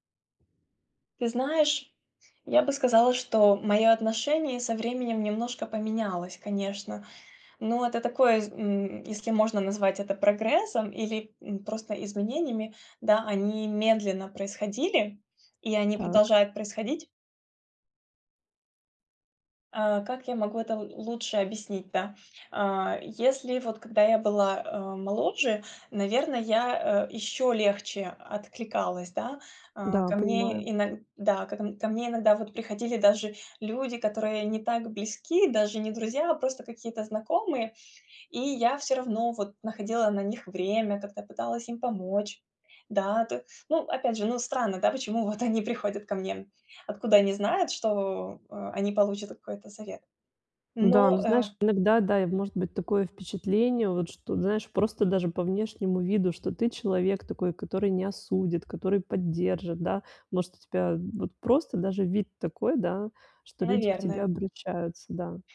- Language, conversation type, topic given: Russian, advice, Как обсудить с партнёром границы и ожидания без ссоры?
- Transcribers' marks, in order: laughing while speaking: "почему вот"